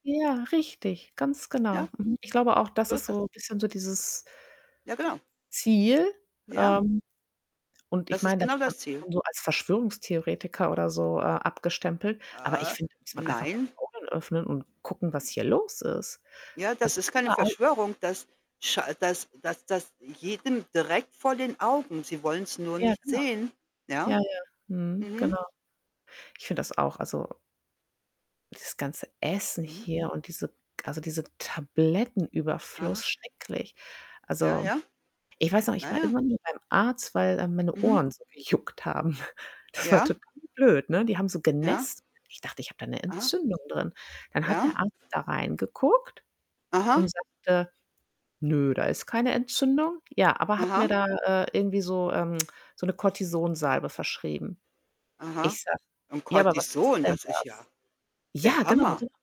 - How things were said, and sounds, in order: static; distorted speech; unintelligible speech; drawn out: "Äh"; unintelligible speech; laughing while speaking: "gejuckt"; chuckle; tsk
- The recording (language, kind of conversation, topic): German, unstructured, Wie hat sich die Medizin im Laufe der Zeit entwickelt?